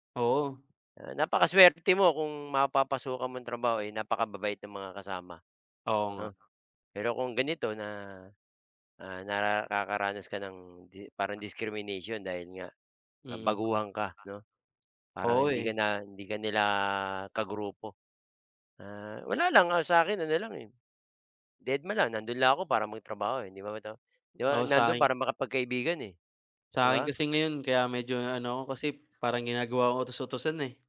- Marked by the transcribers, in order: background speech; tapping
- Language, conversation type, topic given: Filipino, unstructured, Paano mo nilalabanan ang hindi patas na pagtrato sa trabaho?